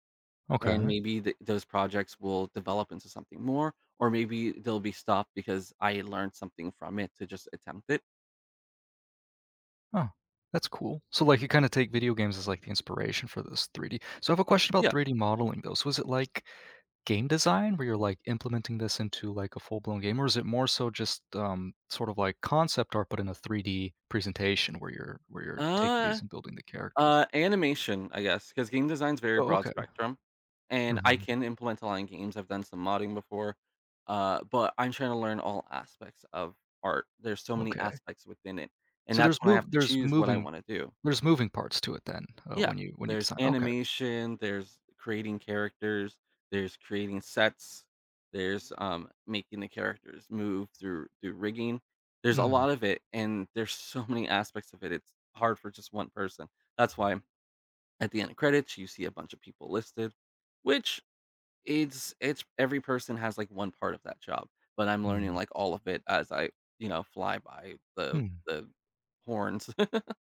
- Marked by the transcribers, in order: other background noise; laughing while speaking: "so"; chuckle
- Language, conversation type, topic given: English, unstructured, How do you decide which hobby projects to finish and which ones to abandon?